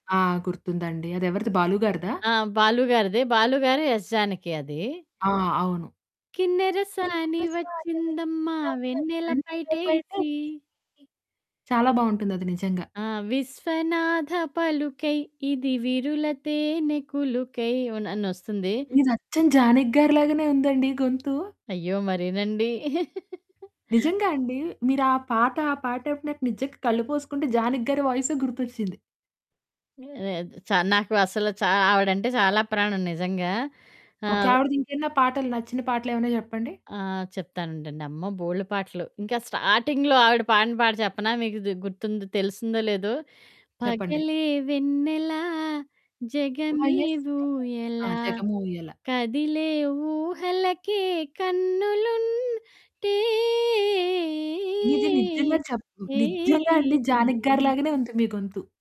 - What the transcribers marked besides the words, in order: static; singing: "కిన్నెరసాని వచ్చిందమ్మా వెన్నెల పైటేసి"; singing: "కిన్నెరసాని వచ్చిందమ్మా వెన్నెల పైటేసీ"; distorted speech; other background noise; singing: "విశ్వనాథ పలుకై ఇది విరుల తేనె కులుకై"; tapping; laugh; in English: "స్టార్టింగ్‌లో"; singing: "పగలే వెన్నెలా, జగమే ఊయలా. కదిలే ఊహలకే కన్నులుంటే, ఏ, ఏ, ఏ, ఏ"; singing: "కన్నులుంటే, ఏ, ఏ, ఏ, ఏ"; stressed: "నిజ్జంగా"
- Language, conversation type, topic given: Telugu, podcast, ఉద్యోగం మారడం లేదా వివాహం వంటి పెద్ద మార్పు వచ్చినప్పుడు మీ సంగీతాభిరుచి మారిందా?